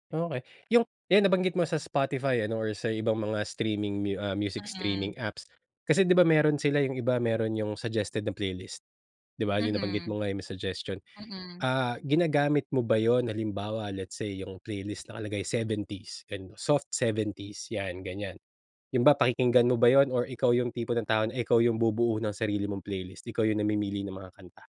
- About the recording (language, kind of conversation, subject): Filipino, podcast, Paano mo binubuo ang perpektong talaan ng mga kanta na babagay sa iyong damdamin?
- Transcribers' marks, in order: none